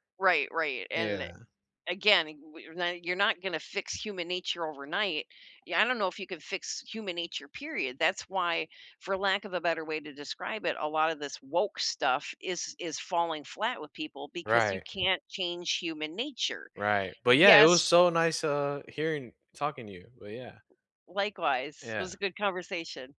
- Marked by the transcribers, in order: unintelligible speech
- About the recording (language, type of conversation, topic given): English, unstructured, What role should money play in politics?